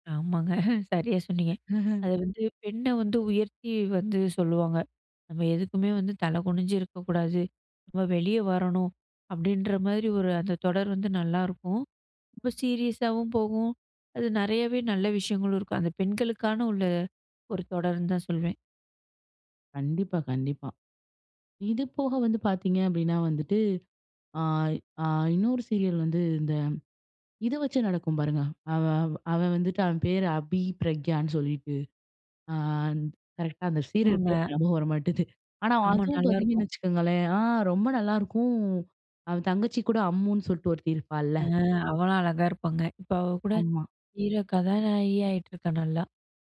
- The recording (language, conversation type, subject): Tamil, podcast, பழமையான தொலைக்காட்சி தொடர்கள் பற்றிய நெகிழ்ச்சியான நினைவுகளைப் பற்றி பேசலாமா?
- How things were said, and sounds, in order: laughing while speaking: "ஆமாங்க"; laugh; in English: "சீரியஸாவும்"; in English: "சீரியல்"; in English: "சீரியல்"; laughing while speaking: "வர மாட்டுது"; unintelligible speech; in English: "ஹீரோ"